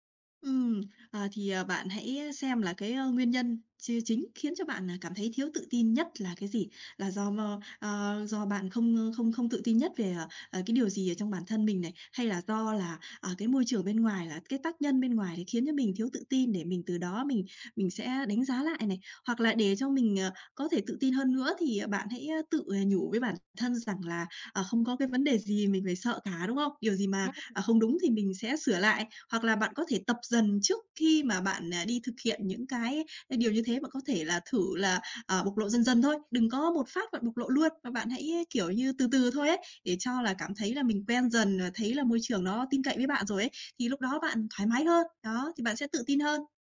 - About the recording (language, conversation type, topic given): Vietnamese, advice, Bạn cảm thấy ngại bộc lộ cảm xúc trước đồng nghiệp hoặc bạn bè không?
- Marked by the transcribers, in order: tapping; unintelligible speech